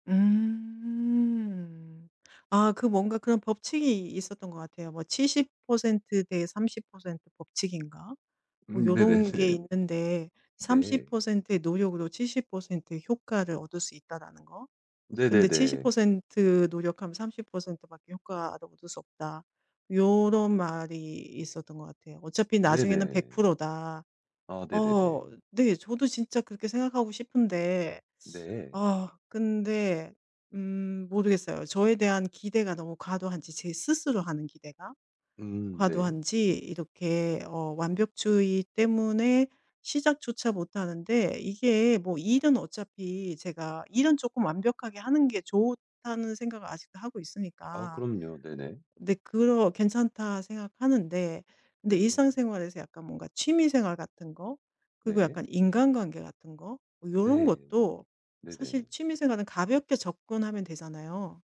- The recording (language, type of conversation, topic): Korean, advice, 완벽주의로 지치지 않도록 과도한 자기기대를 현실적으로 조정하는 방법은 무엇인가요?
- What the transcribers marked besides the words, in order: other background noise; laughing while speaking: "네네네"; tapping